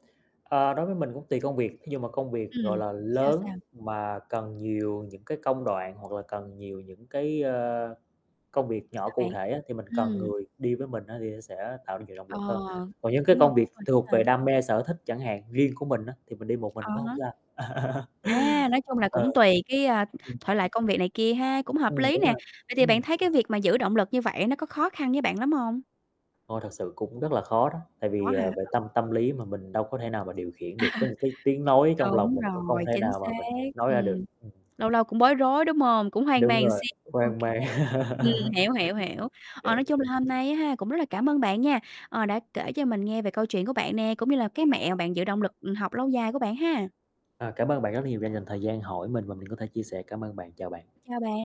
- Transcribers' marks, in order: other background noise; distorted speech; tapping; other noise; laugh; static; laugh; laugh
- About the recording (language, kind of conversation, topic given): Vietnamese, podcast, Làm sao để giữ động lực học tập lâu dài một cách thực tế?